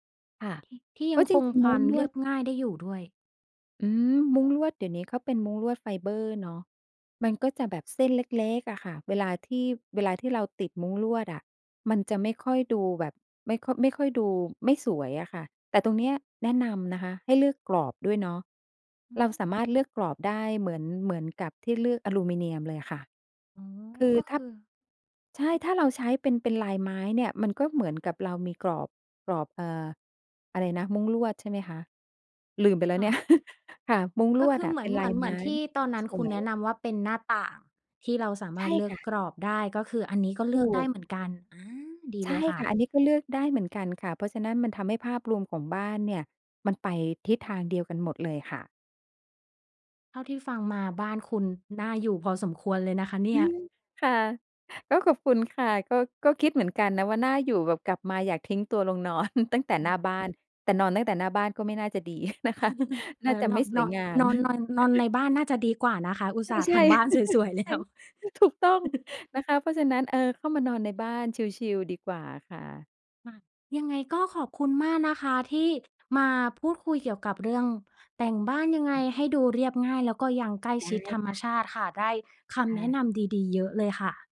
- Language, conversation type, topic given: Thai, podcast, คุณมีวิธีทำให้บ้านดูเรียบง่ายและใกล้ชิดธรรมชาติได้อย่างไร?
- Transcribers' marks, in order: other noise; chuckle; chuckle; chuckle; laughing while speaking: "นะคะ"; chuckle; laughing while speaking: "แล้ว"; chuckle; other background noise